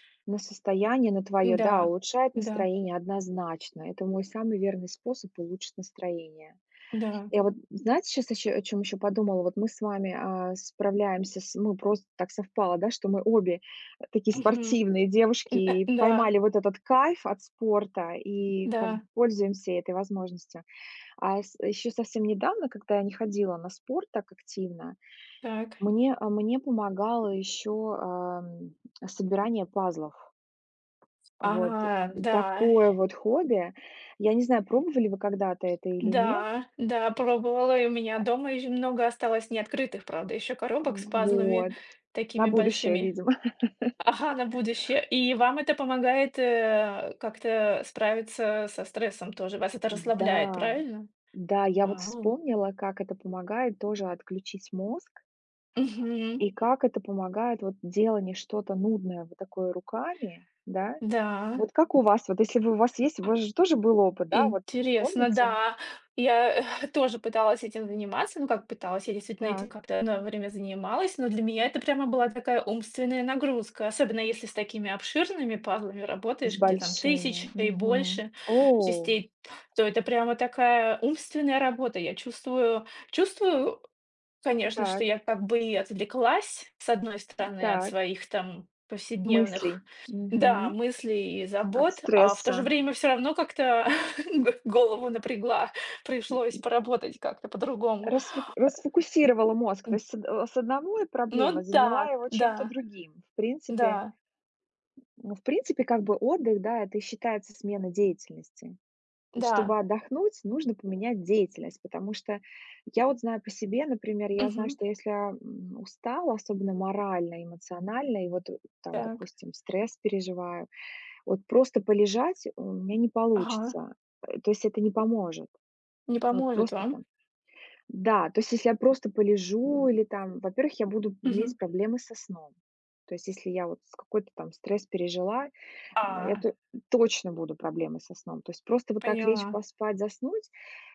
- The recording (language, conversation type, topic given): Russian, unstructured, Как хобби помогает тебе справляться со стрессом?
- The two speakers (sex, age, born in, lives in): female, 35-39, Russia, Germany; female, 40-44, Russia, United States
- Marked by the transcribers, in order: tapping; other background noise; grunt; laugh; other noise; chuckle